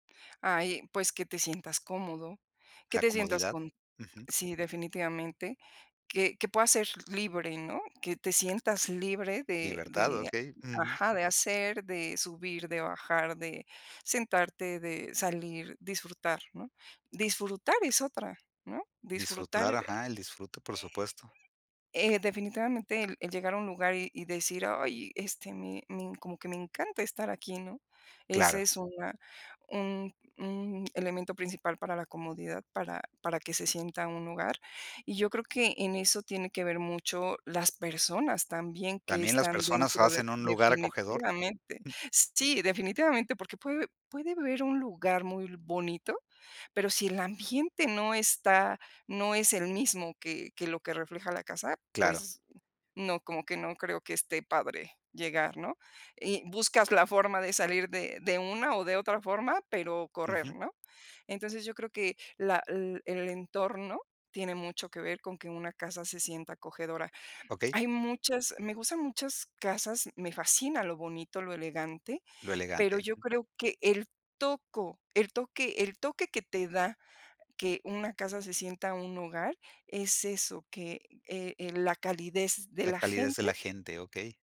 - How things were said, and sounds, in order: tapping; other noise
- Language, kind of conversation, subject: Spanish, podcast, ¿Qué haces para que tu hogar se sienta acogedor?